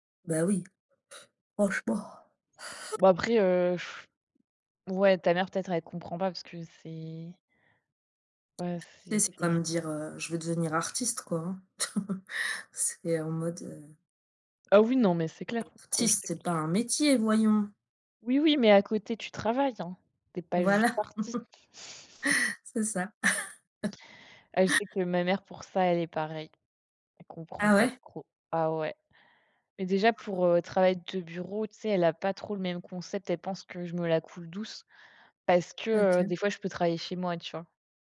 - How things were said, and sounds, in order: yawn; tapping; sigh; other background noise; chuckle; chuckle
- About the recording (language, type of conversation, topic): French, unstructured, Qu’est-ce qui te motive le plus au travail ?